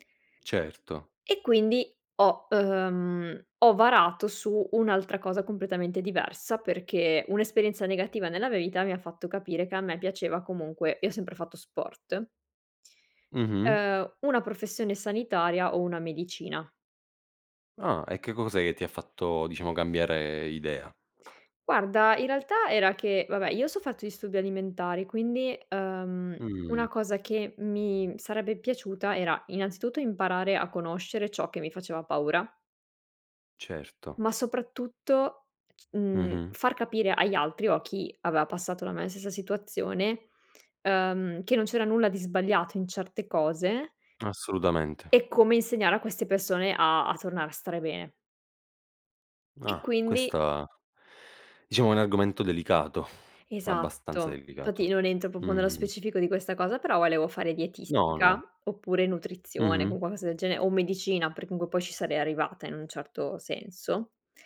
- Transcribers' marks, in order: other background noise
- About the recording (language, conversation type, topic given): Italian, podcast, Come racconti una storia che sia personale ma universale?